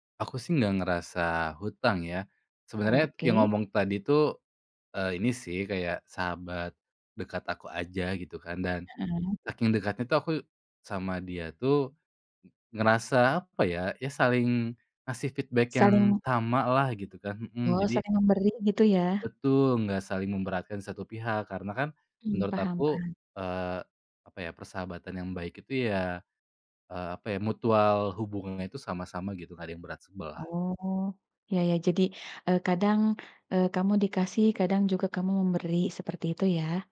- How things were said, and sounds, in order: in English: "feedback"
- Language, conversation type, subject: Indonesian, podcast, Bagaimana cara kamu bilang tidak tanpa merasa bersalah?